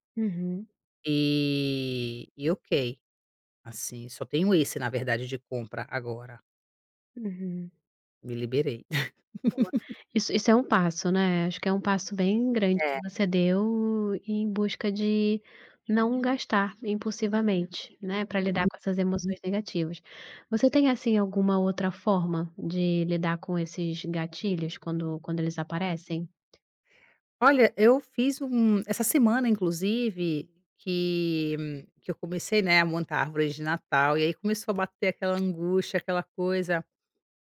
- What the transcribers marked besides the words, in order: laugh; other background noise; tapping
- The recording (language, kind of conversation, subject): Portuguese, advice, Gastar impulsivamente para lidar com emoções negativas